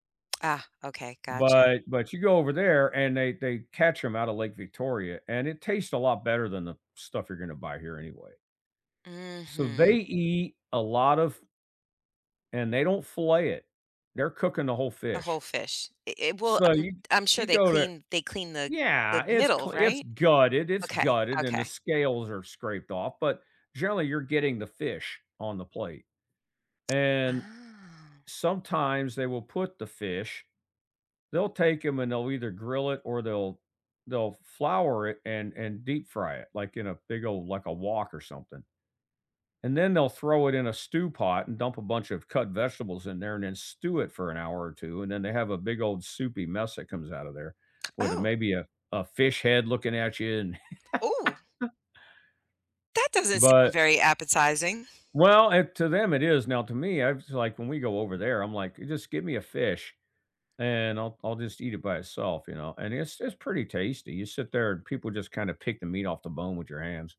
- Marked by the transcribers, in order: drawn out: "Ah"; laugh
- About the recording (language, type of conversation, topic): English, unstructured, In what small, everyday ways do your traditions shape your routines and connect you to others?
- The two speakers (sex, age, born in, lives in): female, 50-54, United States, United States; male, 55-59, United States, United States